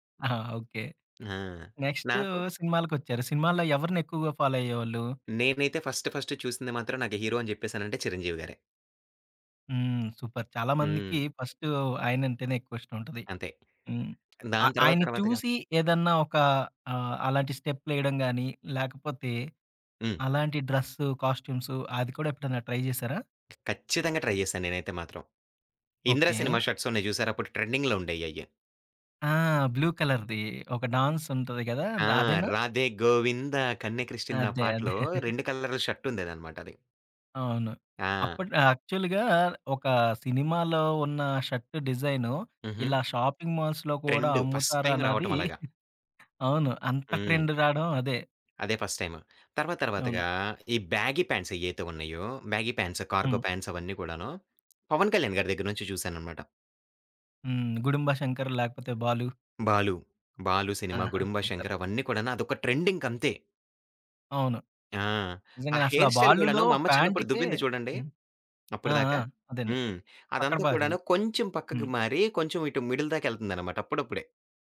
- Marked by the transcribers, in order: other background noise; in English: "ఫాలో"; in English: "ఫస్ట్ ఫస్ట్"; in English: "సూపర్!"; in English: "ట్రై"; lip smack; in English: "ట్రై"; in English: "షర్ట్స్"; in English: "ట్రెడింగ్‌లో"; in English: "బ్లూ కలర్‌ది"; in English: "డాన్స్"; tapping; singing: "రాధే గోవింద కన్యక్రిష్కింద"; in English: "షర్ట్"; chuckle; in English: "యాక్చువల్‌గా"; in English: "షర్ట్"; in English: "షాపింగ్ మాల్స్‌లో"; in English: "ఫస్ట్ టైమ్"; giggle; in English: "ట్రెండ్"; in English: "ఫస్ట్ టైమ్"; in English: "బ్యాగీ ప్యాంట్స్"; in English: "బ్యాగీ ప్యాంట్స్, కార్గో ప్యాంట్స్"; lip trill; in English: "సూపర్"; in English: "ట్రెండ్"; in English: "హెయిర్ స్టైల్"; in English: "ఫ్యాంట్‌కే"; in English: "మిడిల్"
- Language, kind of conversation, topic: Telugu, podcast, నీ స్టైల్‌కు ప్రేరణ ఎవరు?